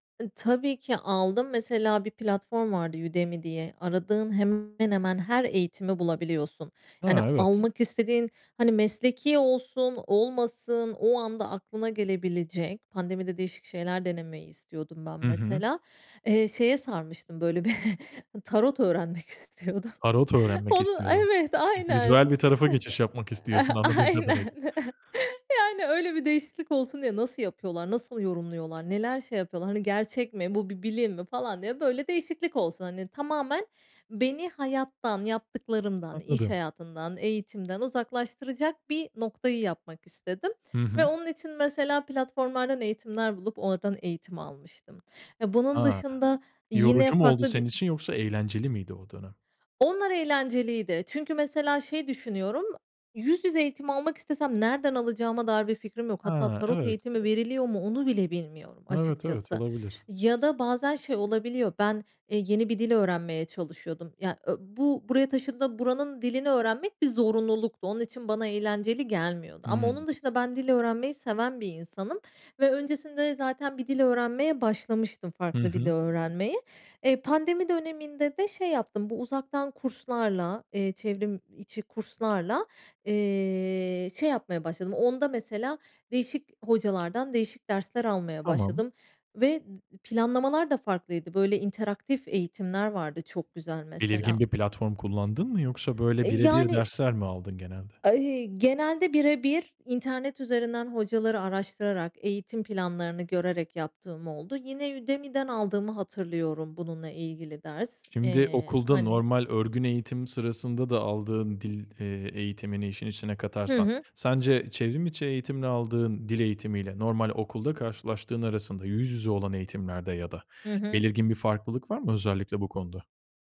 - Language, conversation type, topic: Turkish, podcast, Online derslerle yüz yüze eğitimi nasıl karşılaştırırsın, neden?
- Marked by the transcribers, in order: laughing while speaking: "bir"; laughing while speaking: "istiyordum. Onu, evet, aynen. Aynen"; other background noise; unintelligible speech; tapping